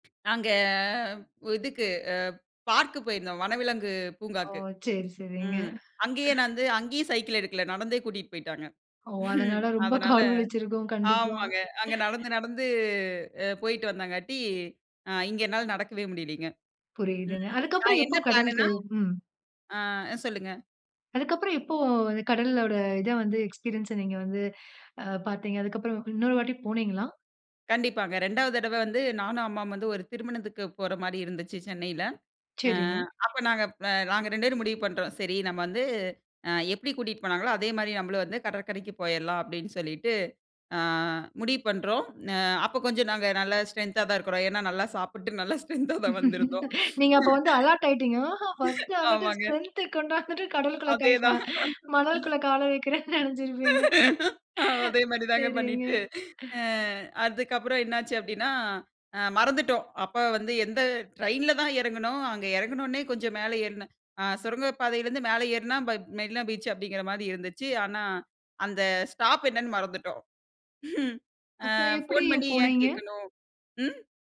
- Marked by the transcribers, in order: other noise; drawn out: "நாங்க"; laughing while speaking: "சரி சரிங்க"; laughing while speaking: "கால் வலிச்சுருக்கும். கண்டிப்பா"; chuckle; laughing while speaking: "ஆமாங்க அங்க"; in English: "எக்ஸ்பீரியன்ஸ"; "எப்டி" said as "எப்படி"; in English: "ஸ்ட்ரென்தா"; laughing while speaking: "நல்லா சாப்புட்டு நல்லா ஸ்ட்ரென்தா ஸ்ட்ரென்தா தான் வந்திருந்தோம். ஆமாங்க"; laughing while speaking: "நீங்க அப்ப வந்து அலர்ட் ஆயிட்டீங்க … வெக்கிறேன்னு நெனச்சுருப்பீங்க. சரிங்க"; in English: "அலர்ட்"; in English: "ஸ்ட்ரென்தா"; in English: "பர்ஸ்ட்"; in English: "ஸ்ட்ரென்த்"; laughing while speaking: "அதேதான்"; laughing while speaking: "அதே மாரி தாங்க பண்ணிட்டு"; chuckle; "எப்டி" said as "எப்படி"
- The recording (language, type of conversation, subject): Tamil, podcast, கடல் அலைகள் சிதறுவதைக் காணும் போது உங்களுக்கு என்ன உணர்வு ஏற்படுகிறது?